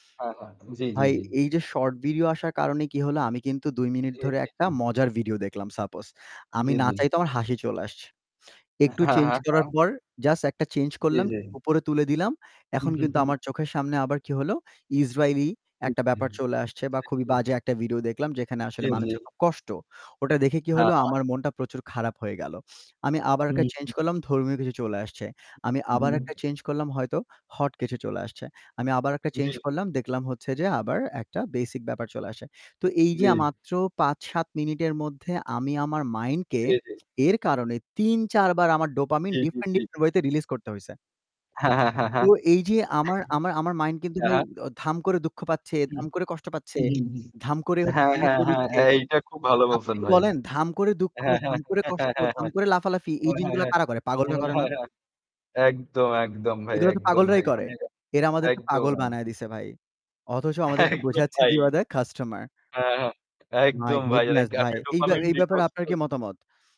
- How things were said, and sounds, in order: static; tapping; in English: "suppose"; "জাস্ট" said as "জাছ"; other background noise; distorted speech; "ডিফারেন্ট, ডিফারেন্ট" said as "ডিফেন, ডিফেন"; chuckle; chuckle; "জিনিসগুলা" said as "জিনগুলা"; laughing while speaking: "একদম ভাই!"; in English: "You are the customer!"; in English: "My goodness"
- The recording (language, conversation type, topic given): Bengali, unstructured, আপনার কি মনে হয় প্রযুক্তি আমাদের জীবনকে কতটা নিয়ন্ত্রণ করছে?